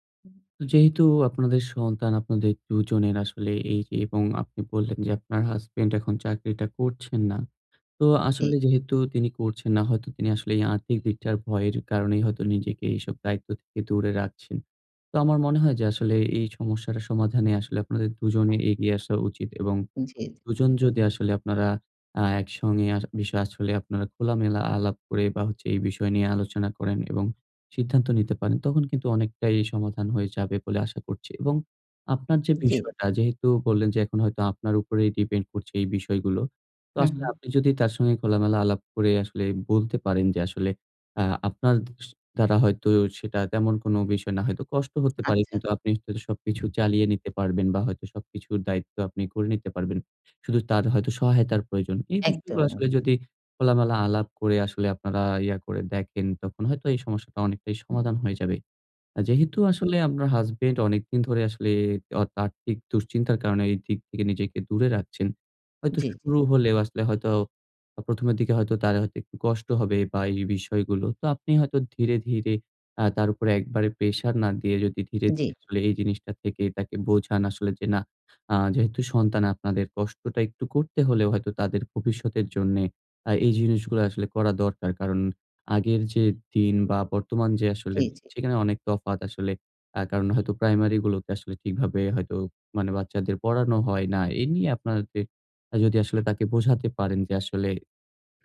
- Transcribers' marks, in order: in English: "depend"
- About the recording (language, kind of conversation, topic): Bengali, advice, সন্তান পালন নিয়ে স্বামী-স্ত্রীর ক্রমাগত তর্ক